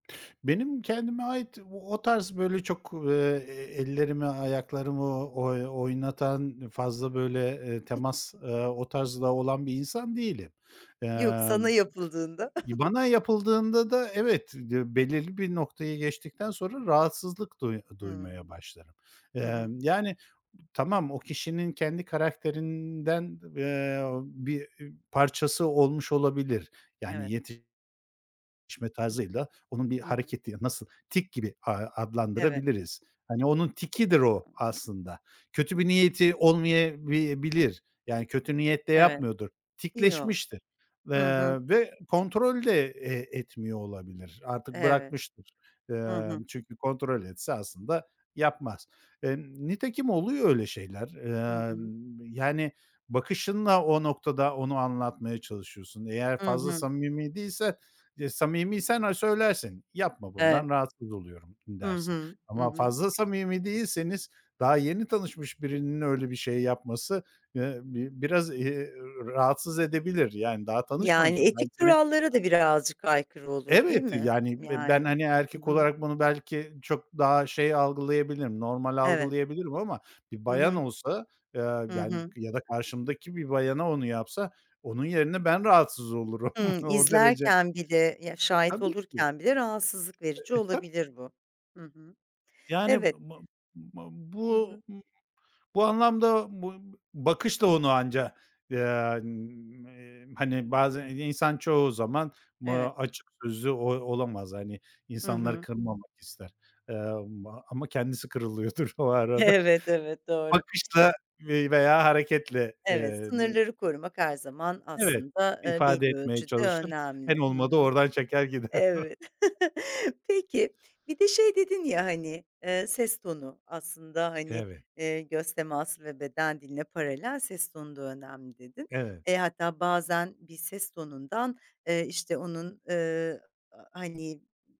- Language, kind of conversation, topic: Turkish, podcast, Göz teması ve beden dili hikâyeyi nasıl etkiler?
- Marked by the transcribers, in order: chuckle; chuckle; unintelligible speech; tapping; laughing while speaking: "olurum"; unintelligible speech; laughing while speaking: "kırılıyordur o arada"; laughing while speaking: "Evet"; other background noise; laughing while speaking: "gider"; chuckle